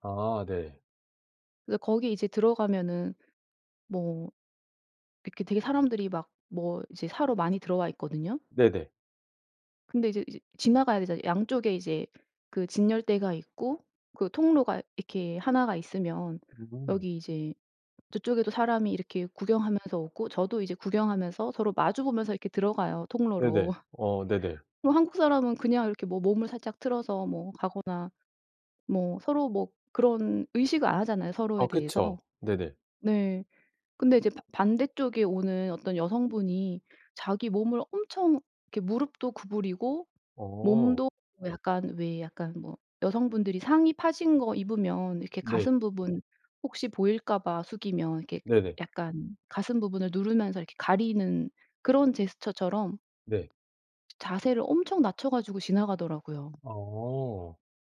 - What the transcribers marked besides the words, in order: tapping; laugh
- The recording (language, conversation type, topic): Korean, podcast, 여행 중 낯선 사람에게서 문화 차이를 배웠던 경험을 이야기해 주실래요?